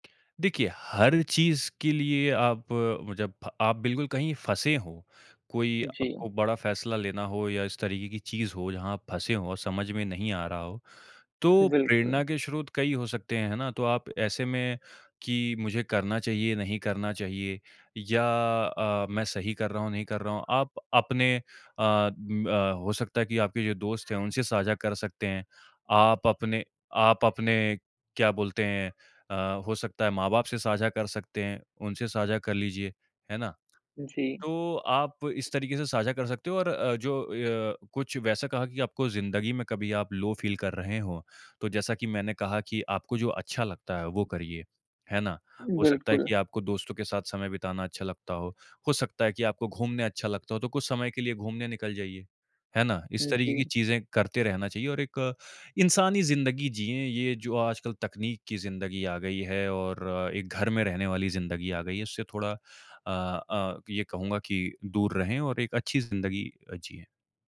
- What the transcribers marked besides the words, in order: other background noise; in English: "लो फील"
- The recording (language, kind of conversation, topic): Hindi, podcast, जब प्रेरणा गायब हो जाती है, आप क्या करते हैं?